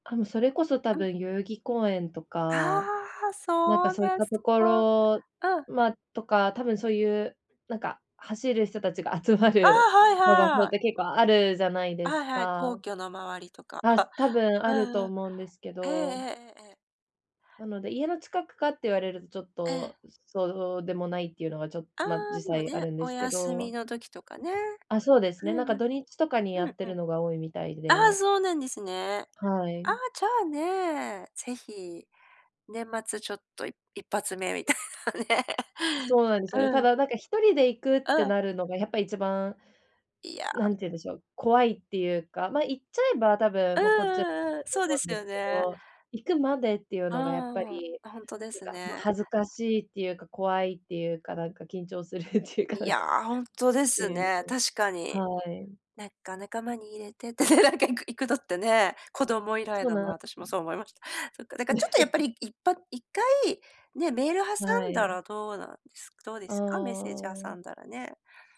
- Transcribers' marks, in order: laugh; laughing while speaking: "みたいなね"; laugh; laughing while speaking: "緊張するっていうかなんか"; other noise; laughing while speaking: "ってね、なんか"; laugh
- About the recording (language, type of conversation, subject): Japanese, advice, 一歩踏み出すのが怖いとき、どうすれば始められますか？